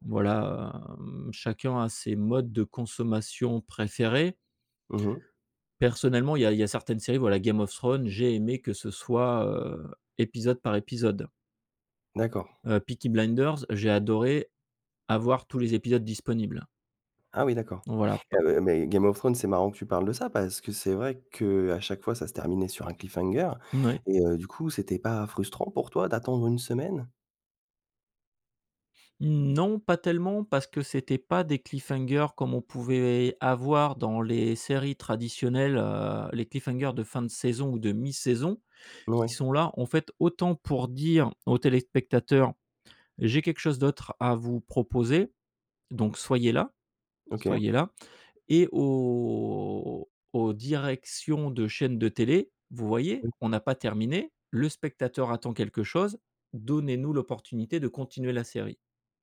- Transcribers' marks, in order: none
- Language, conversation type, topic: French, podcast, Pourquoi les spoilers gâchent-ils tant les séries ?